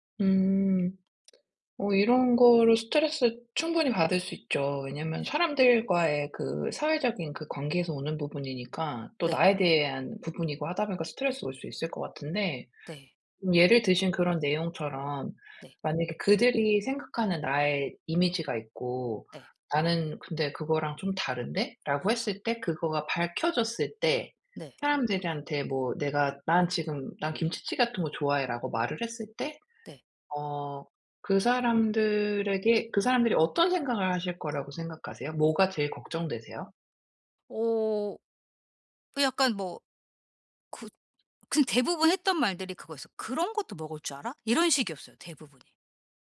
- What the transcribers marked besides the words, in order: tsk; tapping
- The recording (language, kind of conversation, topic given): Korean, advice, 남들이 기대하는 모습과 제 진짜 욕구를 어떻게 조율할 수 있을까요?